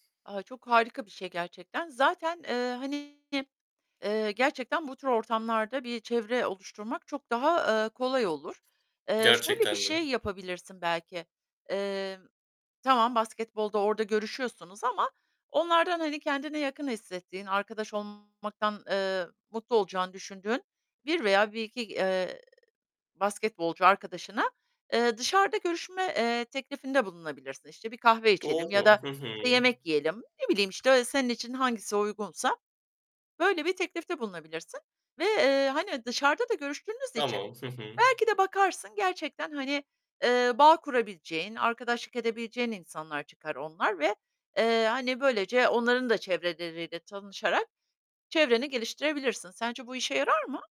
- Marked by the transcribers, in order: distorted speech; tapping
- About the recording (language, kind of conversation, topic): Turkish, advice, Yeni bir şehirde sosyal çevre kurmakta neden zorlanıyorsun?